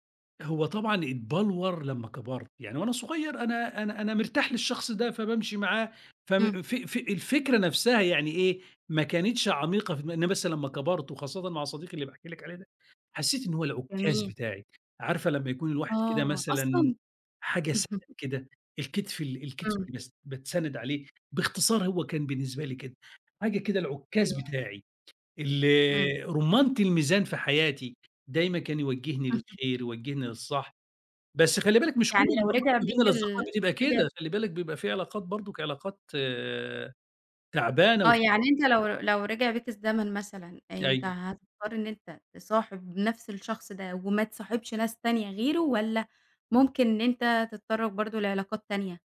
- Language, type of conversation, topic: Arabic, podcast, احكيلي عن صداقة مهمة غيرت حياتك؟
- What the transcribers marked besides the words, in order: laugh; tapping; chuckle